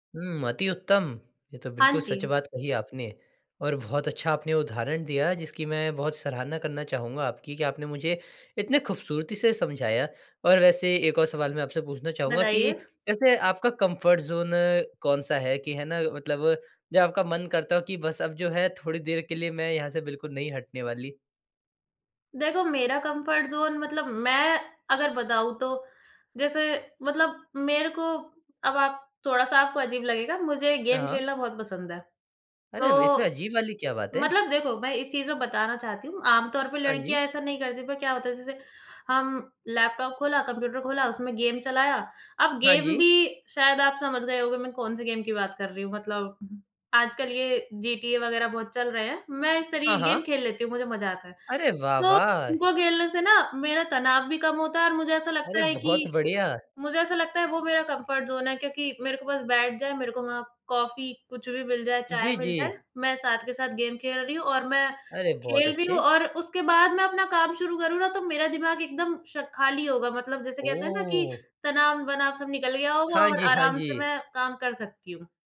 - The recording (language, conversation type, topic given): Hindi, podcast, आप अपने आराम क्षेत्र से बाहर निकलकर नया कदम कैसे उठाते हैं?
- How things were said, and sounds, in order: in English: "कम्फ़र्ट ज़ोन"; in English: "कम्फ़र्ट ज़ोन"; in English: "गेम"; in English: "गेम"; in English: "गेम"; in English: "गेम"; in English: "गेम"; in English: "कम्फ़र्ट ज़ोन"; in English: "गेम"